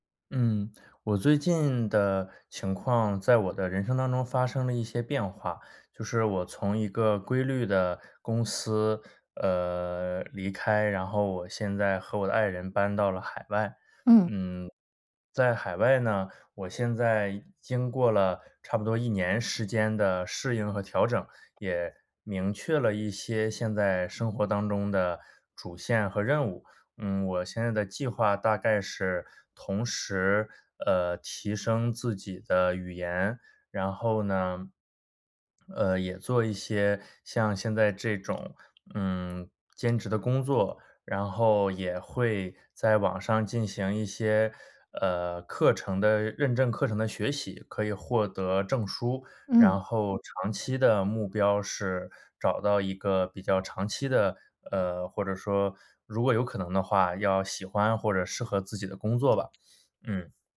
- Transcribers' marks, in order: other background noise
- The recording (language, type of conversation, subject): Chinese, advice, 休息时我总是放不下工作，怎么才能真正放松？
- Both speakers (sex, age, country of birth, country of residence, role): female, 30-34, China, Japan, advisor; male, 30-34, China, United States, user